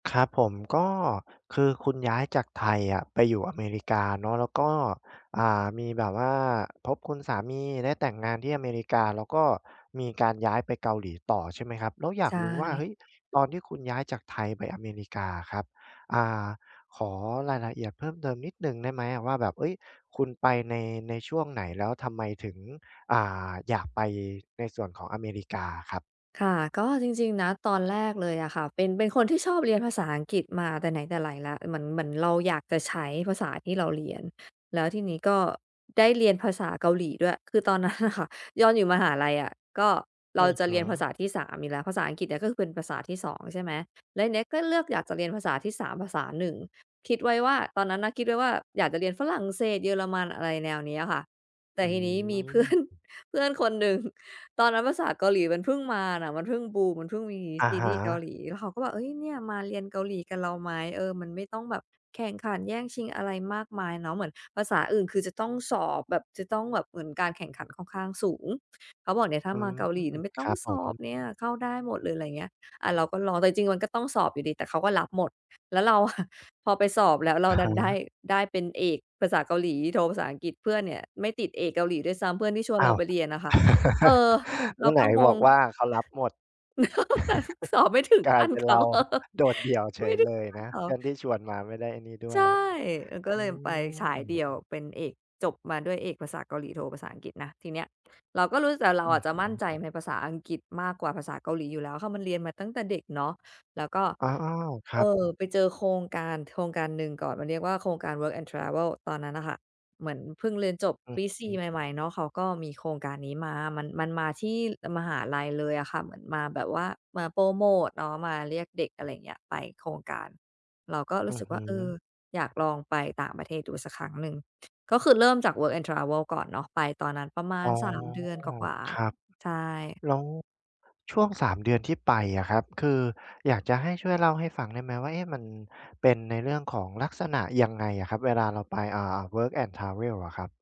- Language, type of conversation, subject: Thai, podcast, ประสบการณ์การย้ายถิ่นของครอบครัวส่งผลกับคุณยังไงบ้าง?
- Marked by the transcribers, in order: tapping; laughing while speaking: "นั้นน่ะค่ะ"; "ตอน" said as "ยอน"; laughing while speaking: "เพื่อน เพื่อนคนหนึ่ง"; laughing while speaking: "อะ"; chuckle; chuckle; laughing while speaking: "แต่เขาสอบไม่ถึงขั้นเขา"; chuckle; in English: "Work and Travel"; other background noise; in English: "Work and Travel"; in English: "Work and Travel"